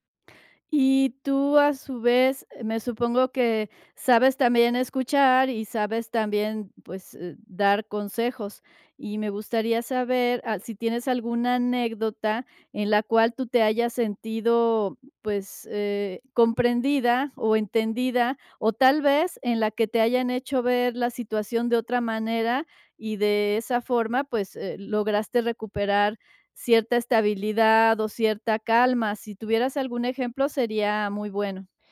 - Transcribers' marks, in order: none
- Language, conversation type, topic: Spanish, podcast, ¿Qué rol juegan tus amigos y tu familia en tu tranquilidad?